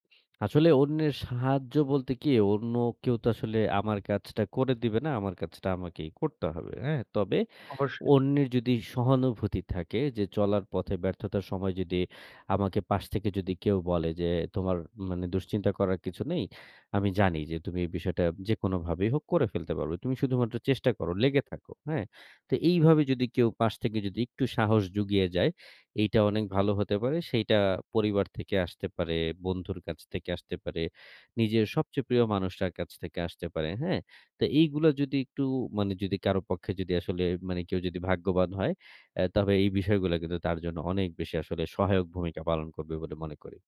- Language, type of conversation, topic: Bengali, podcast, ব্যর্থতা থেকে ঘুরে দাঁড়ানোর সময়ে আপনি নিজেকে কীভাবে সামলান?
- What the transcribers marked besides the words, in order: other background noise